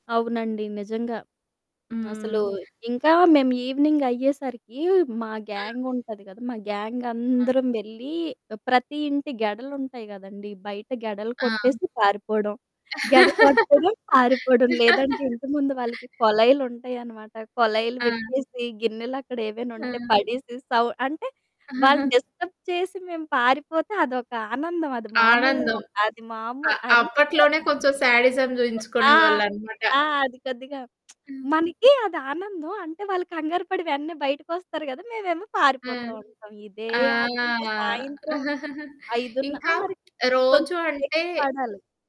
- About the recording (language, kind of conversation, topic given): Telugu, podcast, మీ చిన్నప్పటిలో మీకు అత్యంత ఇష్టమైన ఆట ఏది, దాని గురించి చెప్పగలరా?
- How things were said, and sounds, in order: in English: "ఈవెనింగ్"; in English: "గ్యాంగ్"; static; laugh; giggle; in English: "డిస్టర్బ్"; other background noise; giggle; in English: "స్యాడిజం"; lip smack; drawn out: "ఆ!"; giggle; distorted speech